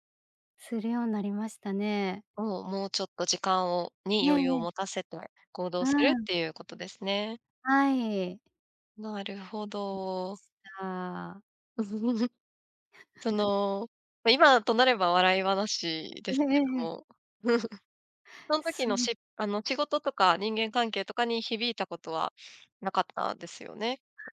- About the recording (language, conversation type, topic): Japanese, podcast, 服の失敗談、何かある？
- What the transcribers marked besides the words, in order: other background noise; chuckle; chuckle; unintelligible speech